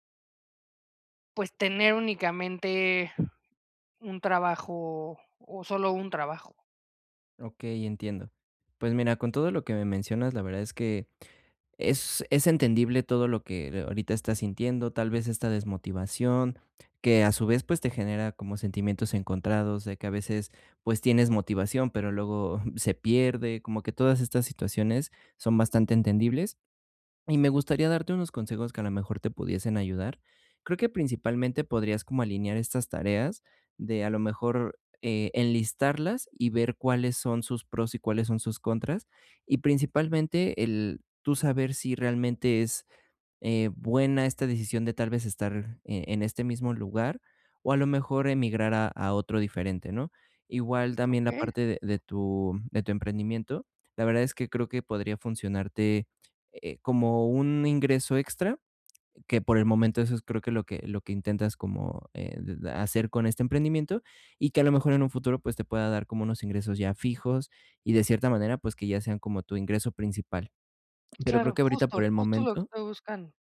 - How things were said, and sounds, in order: other background noise; chuckle; swallow
- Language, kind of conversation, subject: Spanish, advice, ¿Cómo puedo mantener la motivación y el sentido en mi trabajo?
- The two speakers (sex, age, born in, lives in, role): female, 30-34, Mexico, Mexico, user; male, 20-24, Mexico, Mexico, advisor